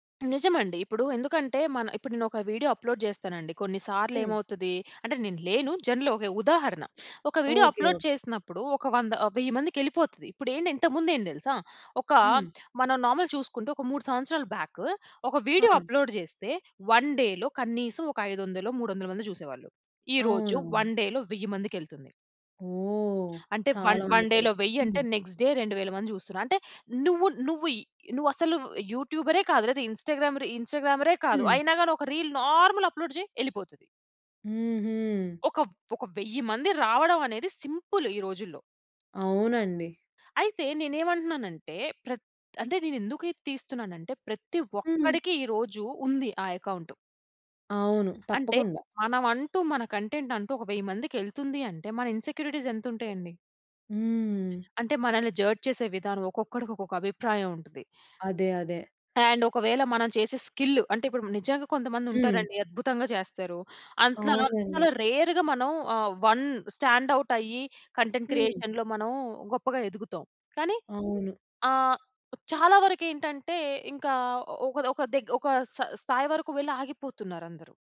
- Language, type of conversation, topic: Telugu, podcast, సామాజిక మీడియా ప్రభావం మీ సృజనాత్మకతపై ఎలా ఉంటుంది?
- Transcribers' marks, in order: in English: "వీడియో అప్లోడ్"; in English: "జనరల్‌గా"; in English: "వీడియో అప్లోడ్"; other background noise; in English: "నార్మల్"; in English: "వీడియో అప్లోడ్"; in English: "వన్ డేలో"; in English: "వన్ డేలో"; in English: "వన్ వన్ డేలో"; in English: "నెక్స్ట్ డే"; in English: "ఇన్‌స్టాగ్రామర్"; in English: "రీల్ నార్మల్ అప్లోడ్"; in English: "ఇన్‌సెక్యూరిటీస్"; in English: "జడ్జ్"; in English: "అండ్"; in English: "రేర్‌గా"; in English: "వన్ స్టాండ్ అవుట్"; in English: "కంటెంట్ క్రియేషన్‌లో"